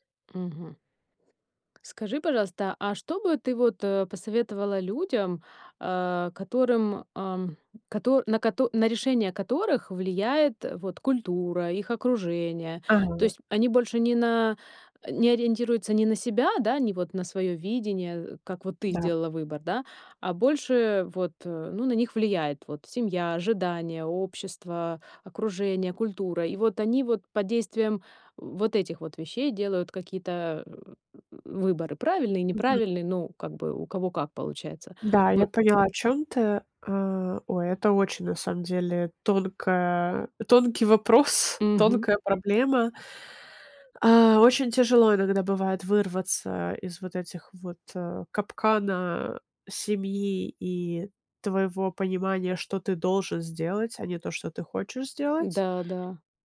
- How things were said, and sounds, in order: tapping; grunt
- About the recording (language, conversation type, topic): Russian, podcast, Как вы выбираете между семьёй и карьерой?